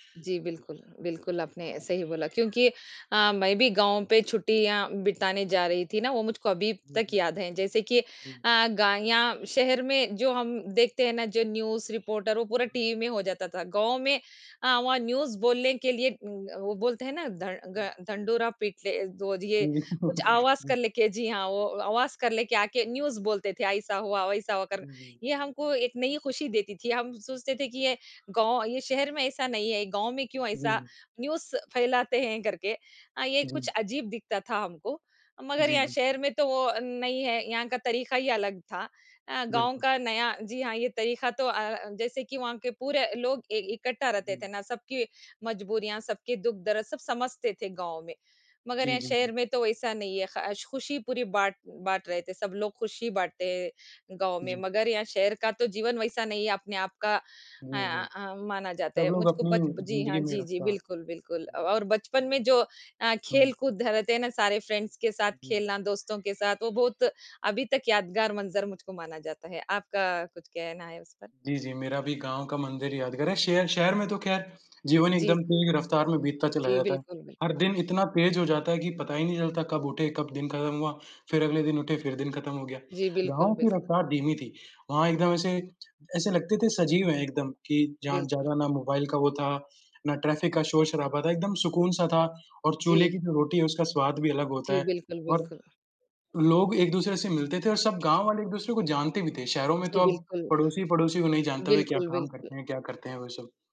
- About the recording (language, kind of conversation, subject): Hindi, unstructured, आपकी सबसे प्यारी बचपन की याद कौन-सी है?
- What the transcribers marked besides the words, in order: background speech; in English: "न्यूज़ रिपोर्टर"; in English: "न्यूज़"; chuckle; in English: "न्यूज़"; in English: "न्यूज़"; tapping; in English: "फ्रेंड्स"; other background noise